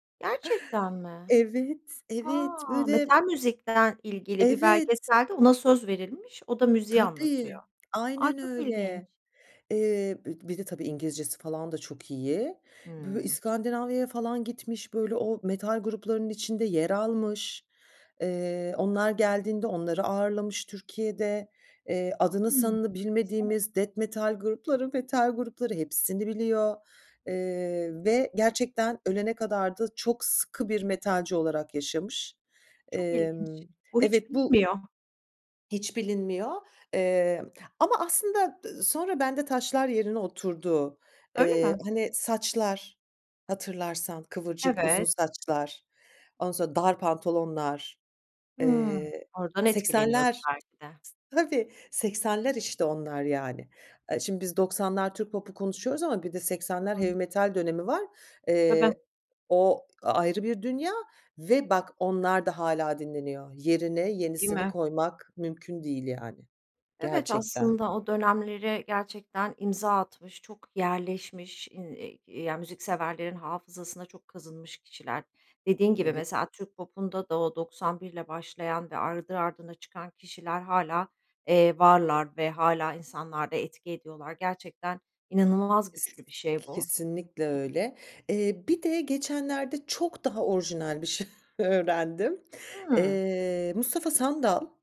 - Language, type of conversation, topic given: Turkish, podcast, Hangi şarkılar seni en çok duygulandırır?
- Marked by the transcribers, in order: other background noise; in English: "death"; laughing while speaking: "grupları"; in English: "heavy"; unintelligible speech; laughing while speaking: "şey öğrendim"